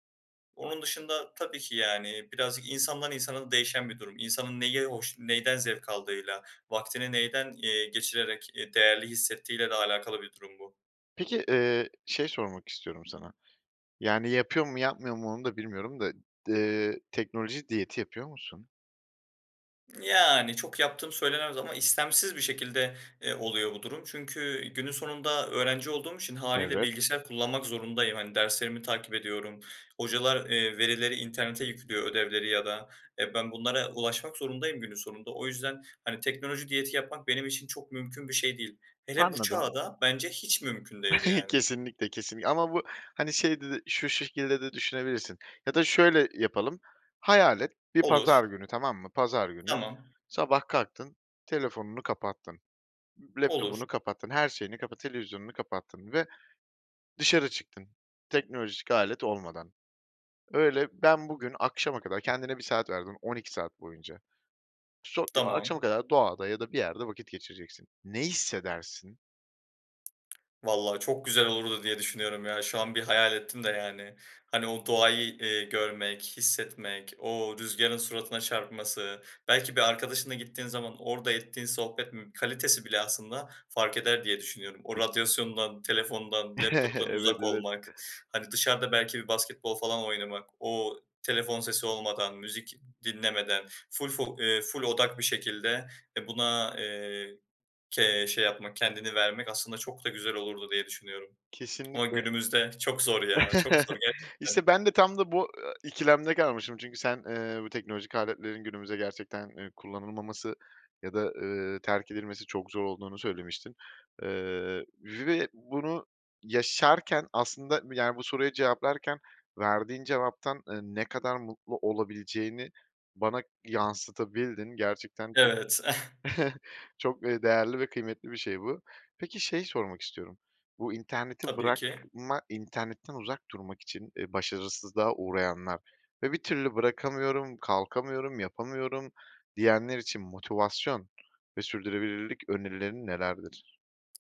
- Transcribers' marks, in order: chuckle; other background noise; tapping; unintelligible speech; chuckle; chuckle; chuckle
- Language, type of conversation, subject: Turkish, podcast, İnternetten uzak durmak için hangi pratik önerilerin var?